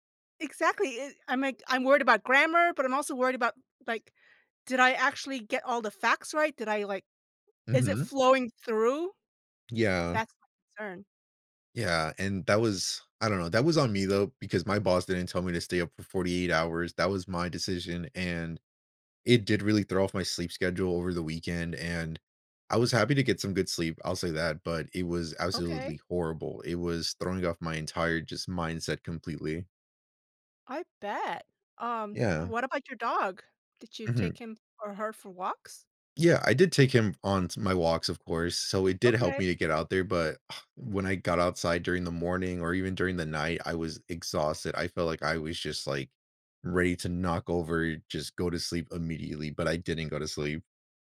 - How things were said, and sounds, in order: sigh
- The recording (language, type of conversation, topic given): English, unstructured, How can I keep my sleep and workouts on track while traveling?